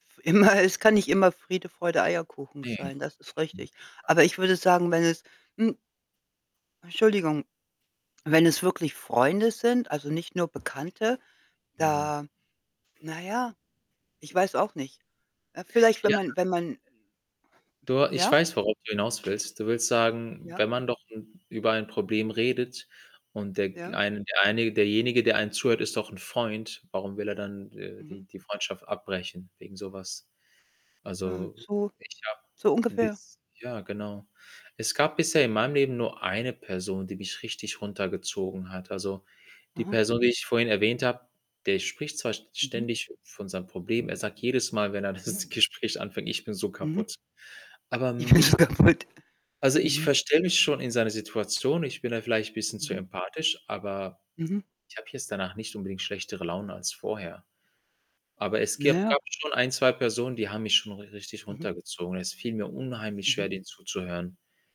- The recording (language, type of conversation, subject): German, unstructured, Wie beeinflussen Freunde deine Identität?
- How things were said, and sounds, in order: laughing while speaking: "Immer"; other background noise; distorted speech; static; laughing while speaking: "das Gespräch"; laughing while speaking: "Ist kaputt"